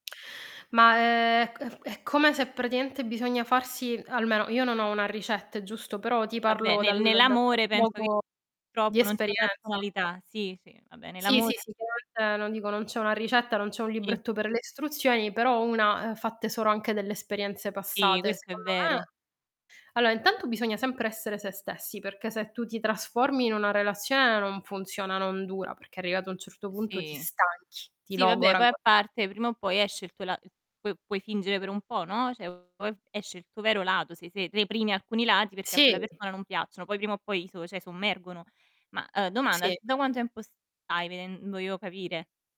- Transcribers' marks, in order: drawn out: "ehm"; "praticamente" said as "pratiaente"; distorted speech; unintelligible speech; unintelligible speech; unintelligible speech; "cioè" said as "ceh"
- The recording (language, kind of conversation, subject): Italian, unstructured, Come si può mantenere viva la passione nel tempo?